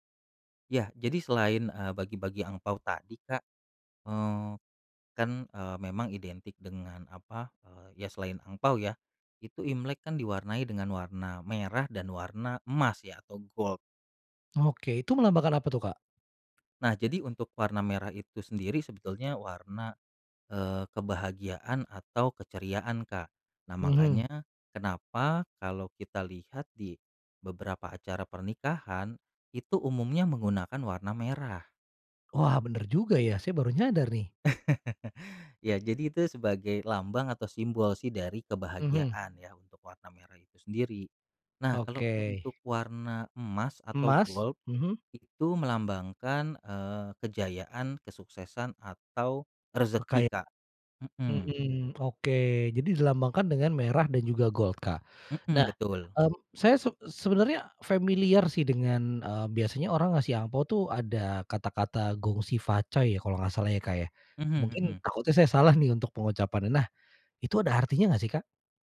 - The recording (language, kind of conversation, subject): Indonesian, podcast, Ceritakan tradisi keluarga apa yang diwariskan dari generasi ke generasi dalam keluargamu?
- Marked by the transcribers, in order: in English: "gold"; tapping; chuckle; in English: "gold"; in English: "gold"